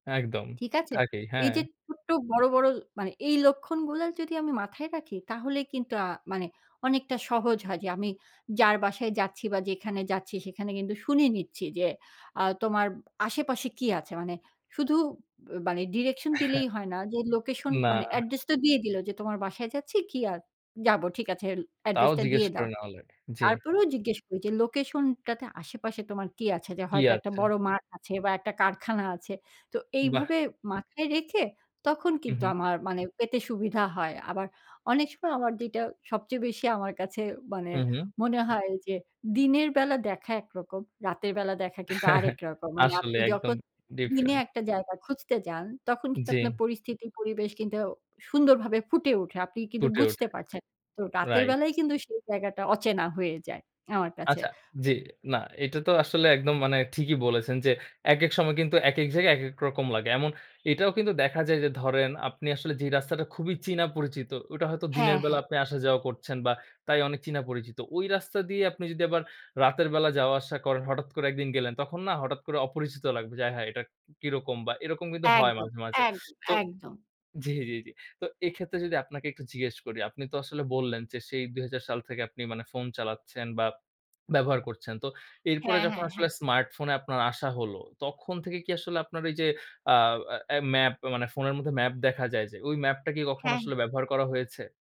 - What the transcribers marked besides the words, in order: laughing while speaking: "হ্যাঁ"; chuckle; horn; tapping
- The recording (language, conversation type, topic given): Bengali, podcast, পকেটে ফোন বা মানচিত্র না থাকলে তুমি কীভাবে পথ খুঁজে ফিরে যাওয়ার চেষ্টা করো?